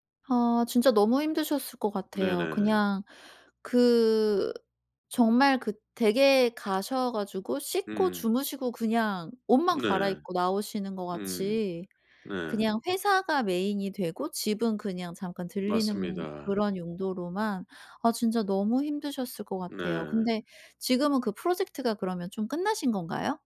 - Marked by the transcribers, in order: tapping
- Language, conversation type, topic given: Korean, advice, 장기간 과로 후 직장에 복귀하는 것이 불안하고 걱정되는데 어떻게 하면 좋을까요?